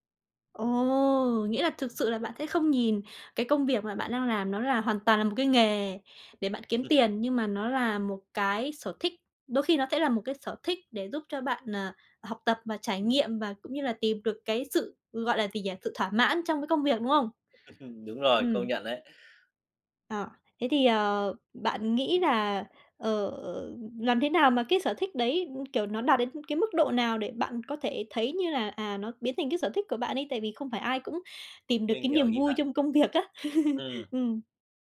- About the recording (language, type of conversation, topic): Vietnamese, podcast, Bạn nghĩ sở thích có thể trở thành nghề không?
- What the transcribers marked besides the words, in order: tapping; chuckle; chuckle; laugh